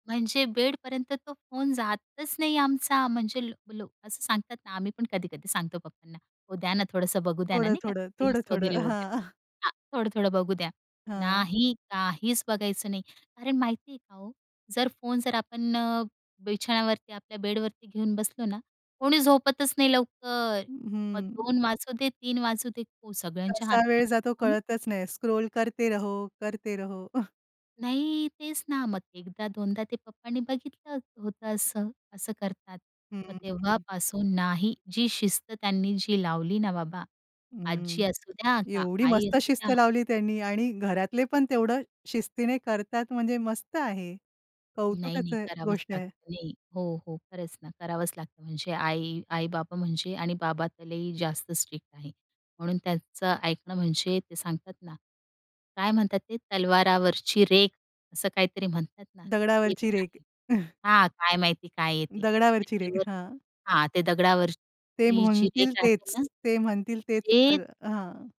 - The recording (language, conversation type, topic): Marathi, podcast, झोपण्यापूर्वी तुमच्या रात्रीच्या दिनचर्येत कोणत्या गोष्टी असतात?
- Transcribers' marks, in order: laughing while speaking: "हां"; other background noise; in Hindi: "करते रहो, करते रहो"; chuckle; chuckle